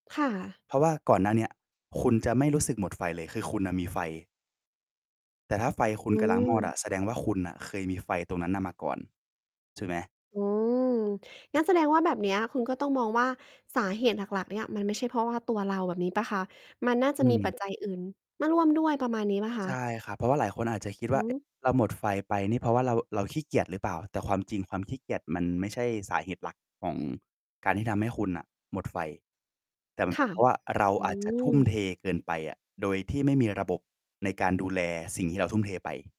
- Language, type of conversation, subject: Thai, podcast, คุณเคยรู้สึกหมดไฟกับงานไหม และทำอย่างไรให้ไฟกลับมา?
- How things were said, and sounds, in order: other background noise; distorted speech